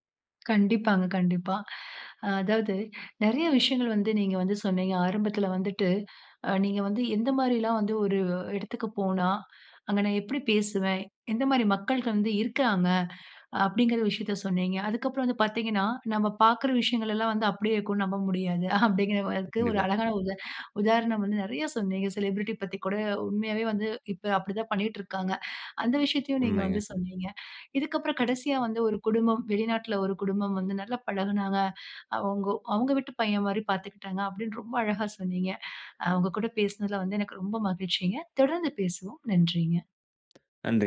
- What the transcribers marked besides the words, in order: "மக்கள்" said as "மக்கள்க"; other background noise; in English: "செலிபிரிட்டி"
- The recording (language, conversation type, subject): Tamil, podcast, புதியவர்களுடன் முதலில் நீங்கள் எப்படி உரையாடலை ஆரம்பிப்பீர்கள்?